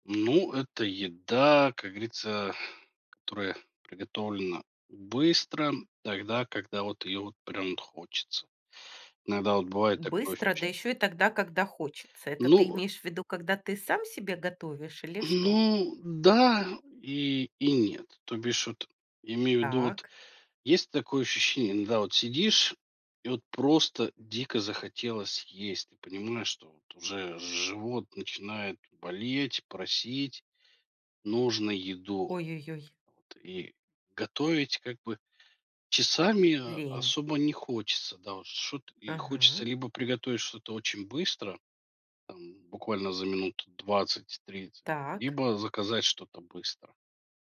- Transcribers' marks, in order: unintelligible speech
- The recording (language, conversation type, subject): Russian, podcast, Что для вас значит уютная еда?